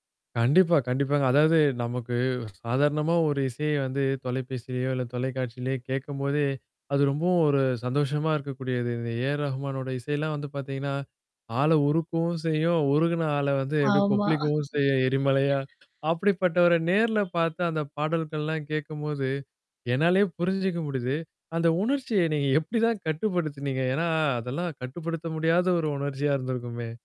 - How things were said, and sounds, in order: laughing while speaking: "ஆமா"; other background noise
- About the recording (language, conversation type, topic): Tamil, podcast, கச்சேரி தொடங்குவதற்கு முன் உங்கள் எதிர்பார்ப்புகள் எப்படியிருந்தன, கச்சேரி முடிவில் அவை எப்படியிருந்தன?